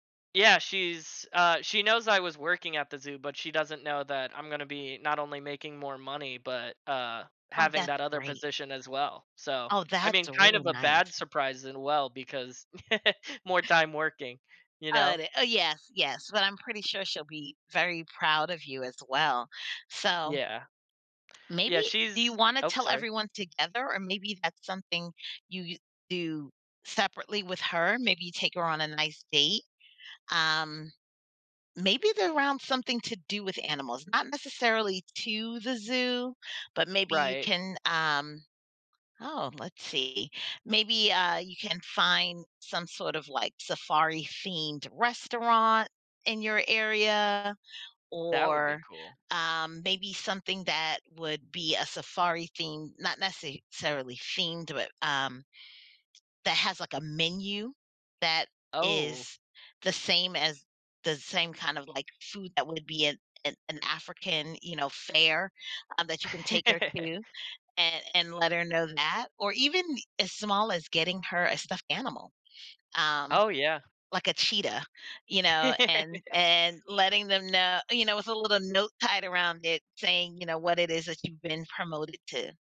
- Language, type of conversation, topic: English, advice, How can I share good news with my family in a way that feels positive and considerate?
- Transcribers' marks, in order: chuckle; chuckle; laugh